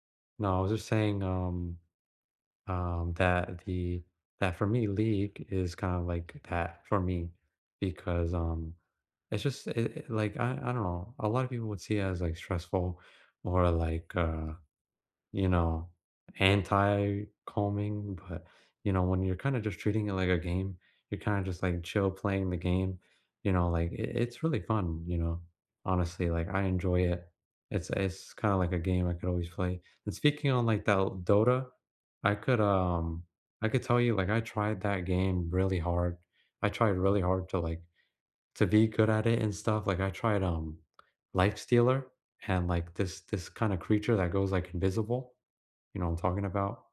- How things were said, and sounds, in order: none
- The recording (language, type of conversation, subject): English, unstructured, Which video game worlds feel like your favorite escapes, and what about them comforts or inspires you?
- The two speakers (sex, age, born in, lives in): male, 20-24, United States, United States; male, 35-39, United States, United States